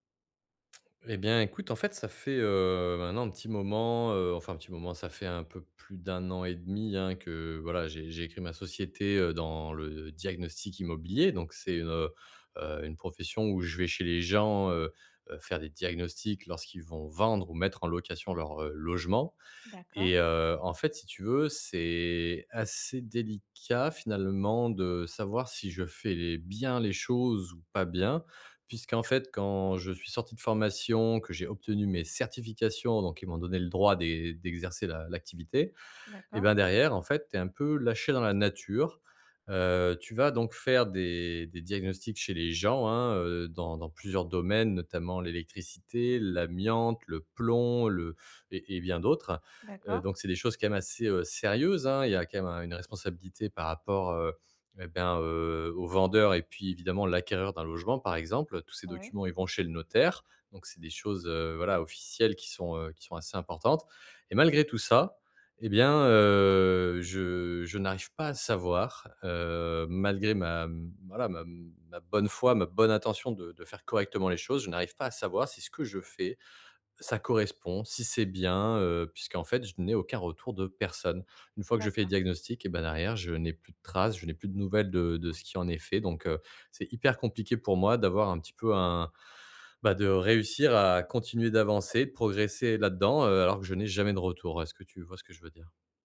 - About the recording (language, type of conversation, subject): French, advice, Comment puis-je mesurer mes progrès sans me décourager ?
- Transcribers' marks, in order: stressed: "vendre"; stressed: "personne"